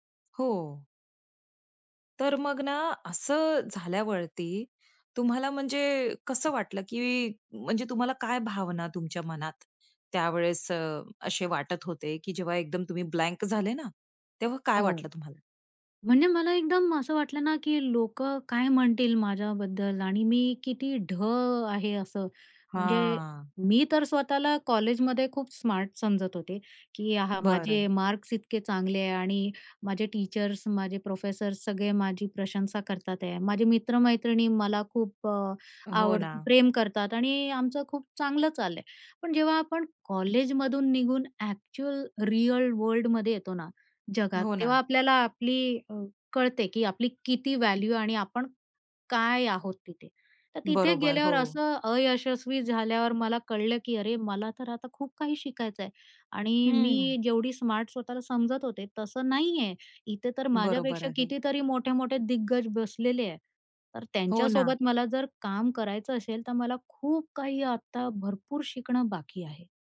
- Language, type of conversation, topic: Marathi, podcast, कामातील अपयशांच्या अनुभवांनी तुमची स्वतःची ओळख कशी बदलली?
- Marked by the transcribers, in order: in English: "ब्लँक"; stressed: "ढ"; drawn out: "हां"; in English: "स्मार्ट"; in English: "मार्क्स"; in English: "टीचर्स"; in English: "प्रोफेसर्स"; in English: "ॲक्चुअल रियल वर्ल्डमध्ये"; in English: "व्हॅल्यू"; in English: "स्मार्ट"; trusting: "तर मला खूप काही आता भरपूर शिकणं बाकी आहे"